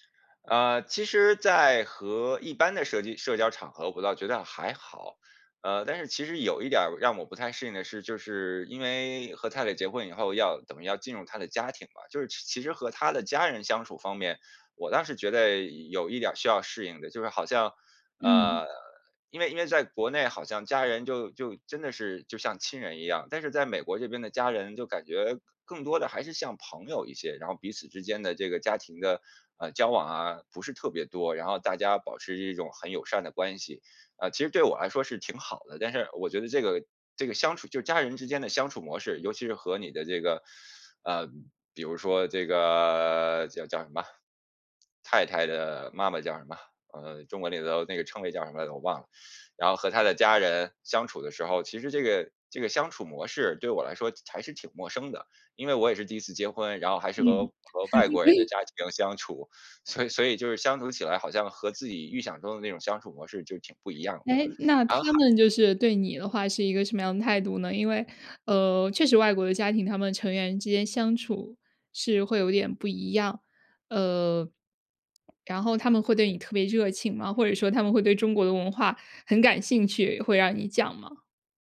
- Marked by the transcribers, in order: laugh; laughing while speaking: "所以"; other background noise
- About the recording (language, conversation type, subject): Chinese, podcast, 移民后你最难适应的是什么？